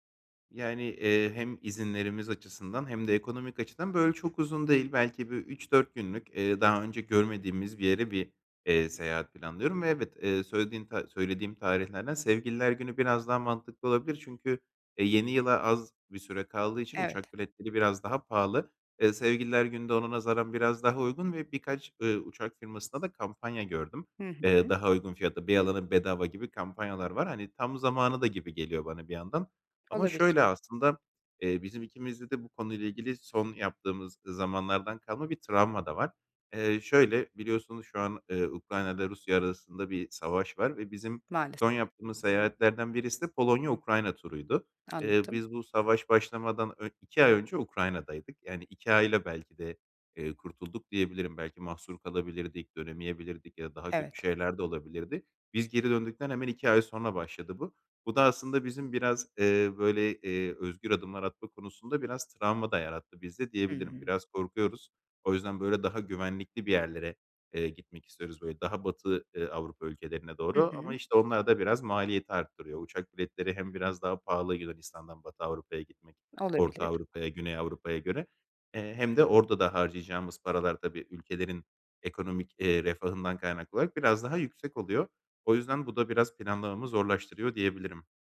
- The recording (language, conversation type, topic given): Turkish, advice, Seyahatimi planlarken nereden başlamalı ve nelere dikkat etmeliyim?
- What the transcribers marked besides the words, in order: other background noise; tapping